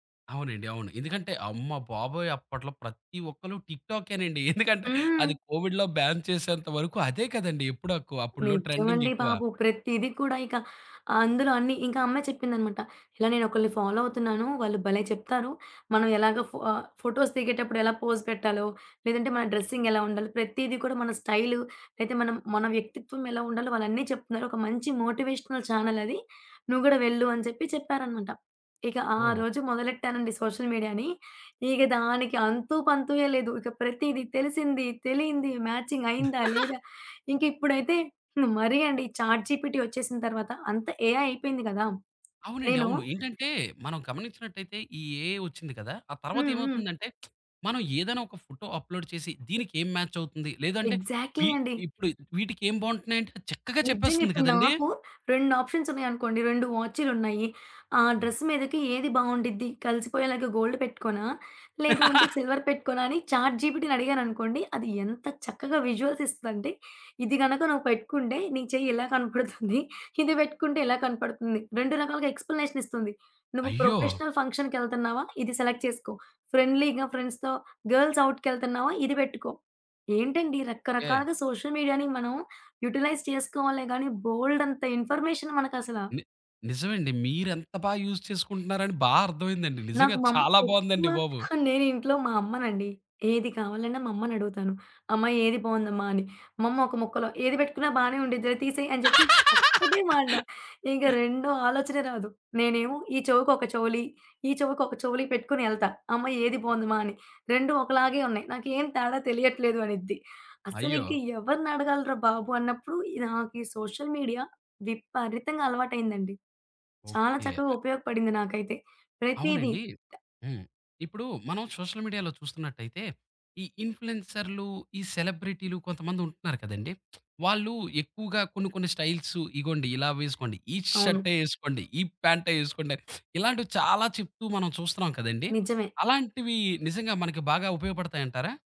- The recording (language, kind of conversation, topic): Telugu, podcast, సోషల్ మీడియా మీ స్టైల్ని ఎంత ప్రభావితం చేస్తుంది?
- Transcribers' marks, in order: chuckle; in English: "కోవిడ్‌లో బ్యాన్"; in English: "ఫాలో"; in English: "ఫోటోస్"; in English: "పోజ్"; in English: "డ్రెస్సిగ్"; in English: "మోటివేషనల్ చానెల్"; in English: "సోషల్ మీడియా‌ని"; chuckle; in English: "మ్యాచింగ్"; in English: "చాట్ జి‌పి‌టి"; in English: "ఏఐ"; tapping; other background noise; in English: "ఏ‌ఐ"; lip smack; in English: "అప్‌లోడ్"; in English: "మ్యాచ్"; in English: "ఎగ్జాక్ట్‌లీ"; in English: "ఆప్షన్స్"; in English: "డ్రెస్"; in English: "గోల్డ్"; chuckle; in English: "సిల్వర్"; in English: "చాట్ జి‌పి‌టి‌ని"; in English: "విజువల్స్"; laughing while speaking: "కనపడుతుంది"; in English: "ఎక్స్‌ప్లనేషన్"; in English: "ప్రొఫెషనల్"; in English: "సెలెక్ట్"; in English: "ఫ్రెండ్‌లీగా ఫ్రెండ్స్‌తో, గర్ల్స్ ఔట్‌కెళ్తన్నావా?"; in English: "సోషల్ మీడియా‌ని"; in English: "యుటిలైజ్"; in English: "ఇన్ఫర్మేషన్"; in English: "యూజ్"; laugh; in English: "సోషల్ మీడియా"; in English: "సోషల్ మీడియాలో"; lip smack; "ఈ" said as "ఈచ్"